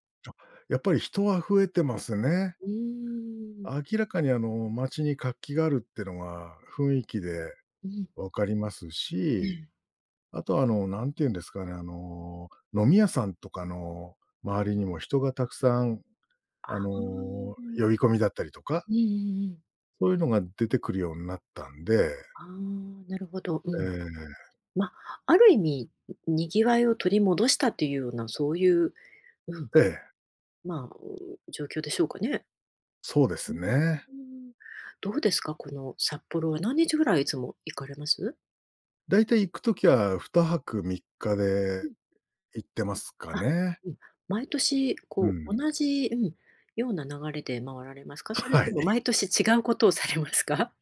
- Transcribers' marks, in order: laughing while speaking: "はい"; laughing while speaking: "されますか？"
- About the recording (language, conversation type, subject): Japanese, podcast, 毎年恒例の旅行やお出かけの習慣はありますか？